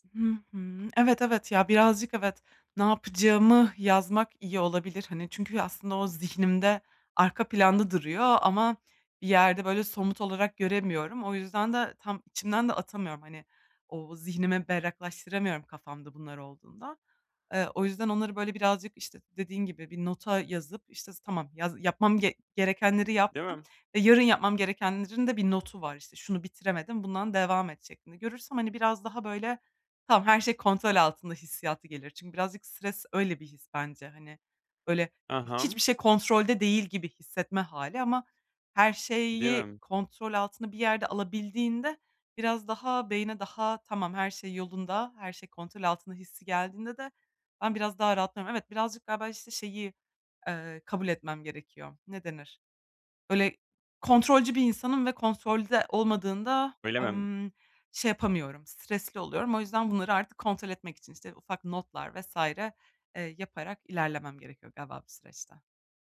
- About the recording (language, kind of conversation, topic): Turkish, advice, Gün içinde bunaldığım anlarda hızlı ve etkili bir şekilde nasıl topraklanabilirim?
- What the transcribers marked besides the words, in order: other background noise; tapping